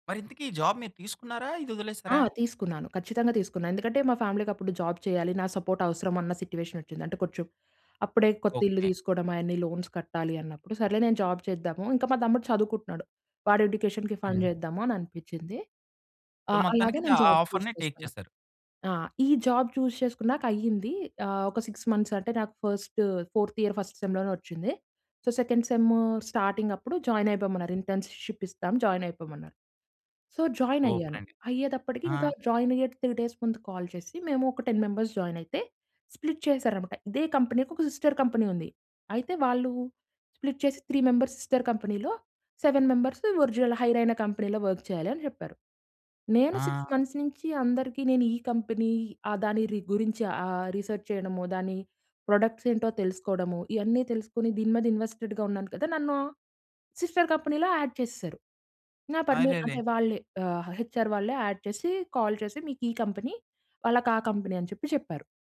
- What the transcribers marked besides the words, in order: in English: "ఫ్యామిలీకి"; in English: "సపోర్ట్"; in English: "సిట్యుయేషన్"; in English: "లోన్స్"; in English: "ఎడ్యుకేషన్‌కి ఫండ్"; in English: "సో"; in English: "ఆఫర్‌ని టేక్"; in English: "చూస్"; in English: "చూస్"; in English: "సిక్స్ మంత్స్"; in English: "ఫోర్త్ ఇయర్ ఫస్ట్ సెమ్‌లోనే"; in English: "సో సెకండ్"; in English: "ఇంటర్న్‌షిప్"; in English: "సూపర్"; in English: "సో"; in English: "త్రీ డేస్"; in English: "కాల్"; in English: "టెన్ మెంబర్స్"; in English: "స్ప్లిట్"; in English: "సిస్టర్ కంపెనీ"; in English: "స్ప్లిట్"; in English: "త్రీ మెంబర్స్ సిస్టర్ కంపెనీలో, సెవెన్"; in English: "ఒరిజినల్"; in English: "కంపెనీలో"; in English: "సిక్స్ మంత్స్"; in English: "కంపెనీ"; in English: "రిసర్చ్"; in English: "ప్రొడక్ట్స్"; in English: "ఇన్వెస్టెడ్‌గా"; in English: "సిస్టర్ కంపెనీలో యాడ్"; in English: "హెచ్ఆర్"; in English: "యాడ్"; in English: "కాల్"
- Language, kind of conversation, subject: Telugu, podcast, మీ జీవితాన్ని మార్చేసిన ముఖ్యమైన నిర్ణయం ఏదో గురించి చెప్పగలరా?